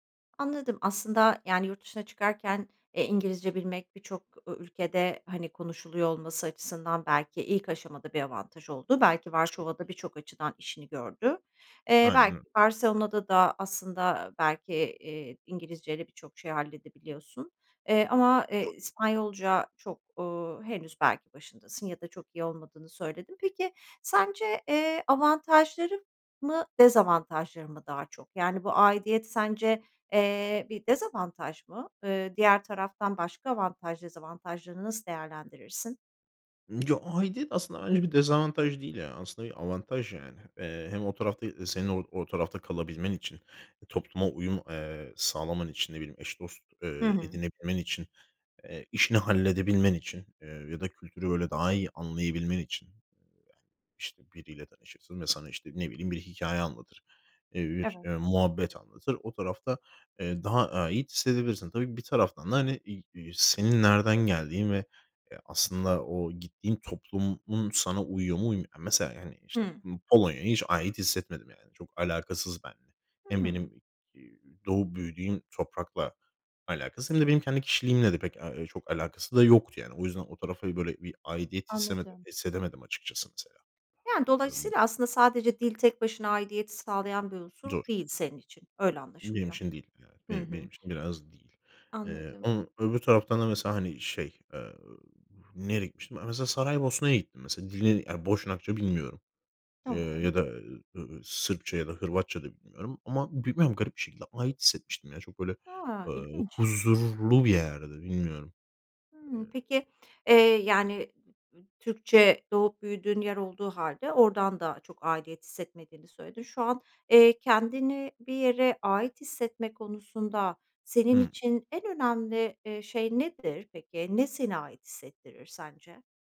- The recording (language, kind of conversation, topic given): Turkish, podcast, İki dilli olmak aidiyet duygunu sence nasıl değiştirdi?
- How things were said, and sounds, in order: other background noise; other noise; unintelligible speech